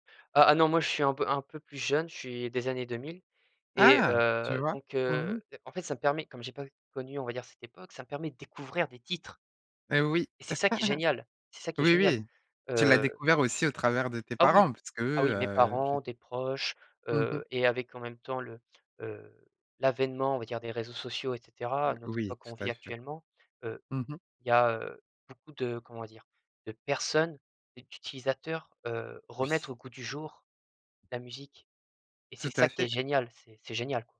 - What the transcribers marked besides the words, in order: tapping; stressed: "titres"; laugh
- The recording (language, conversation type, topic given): French, podcast, Quelle chanson te donne des frissons à chaque écoute ?